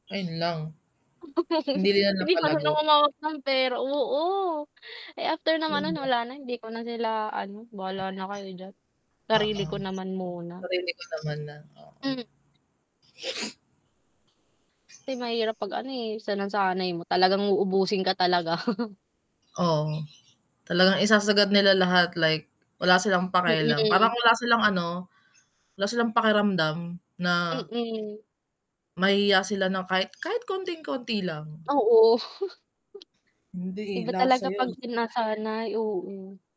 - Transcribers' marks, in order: static; other animal sound; giggle; sniff; chuckle; chuckle
- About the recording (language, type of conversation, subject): Filipino, unstructured, Paano ka magpapasya sa pagitan ng pagtulong sa pamilya at pagtupad sa sarili mong pangarap?
- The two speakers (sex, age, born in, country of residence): female, 20-24, Philippines, Philippines; female, 30-34, Philippines, Philippines